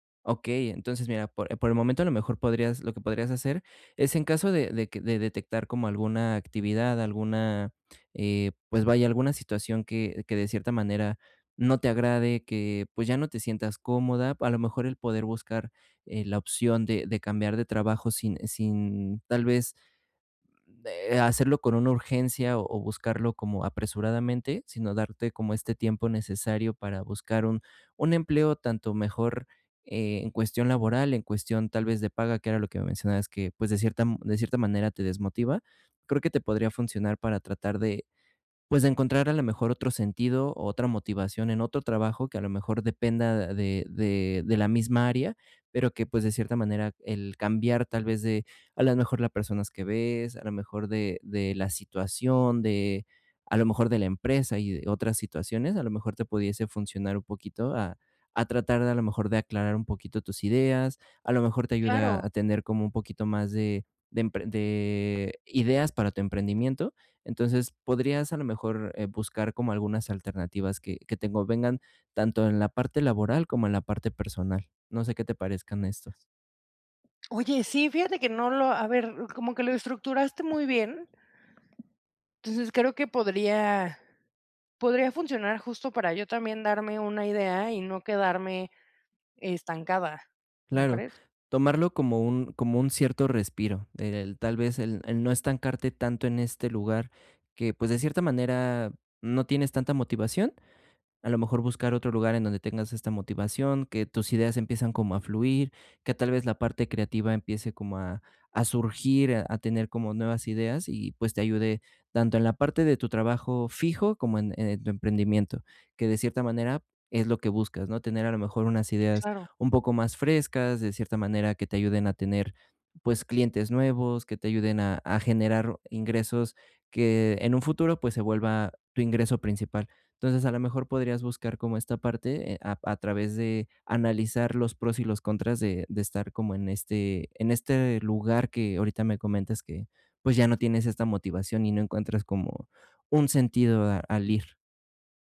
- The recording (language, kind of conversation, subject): Spanish, advice, ¿Cómo puedo mantener la motivación y el sentido en mi trabajo?
- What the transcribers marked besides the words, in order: other noise; other background noise; tapping